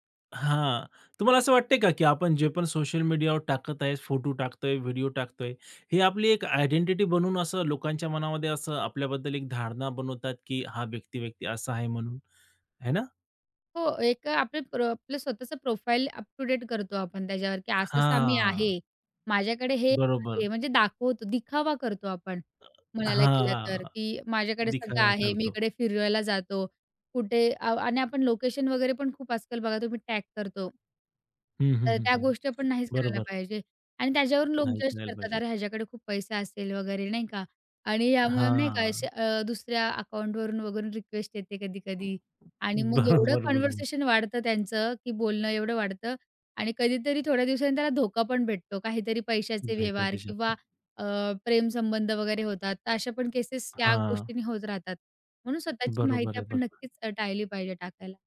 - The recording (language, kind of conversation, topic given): Marathi, podcast, तुम्ही ऑनलाइन काहीही शेअर करण्यापूर्वी काय विचार करता?
- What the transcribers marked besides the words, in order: in English: "प्रोफाईल अप टू डेट"; other background noise; background speech; tapping; laughing while speaking: "बरोबर, बरोबर"; in English: "कन्व्हर्सेशन"